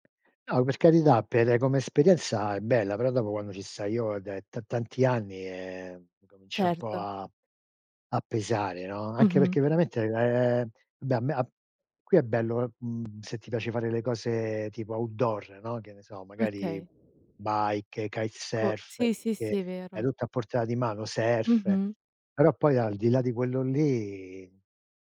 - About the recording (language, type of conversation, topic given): Italian, unstructured, Hai un viaggio da sogno che vorresti fare?
- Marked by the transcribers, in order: other background noise; in English: "outdoor"; in English: "bike"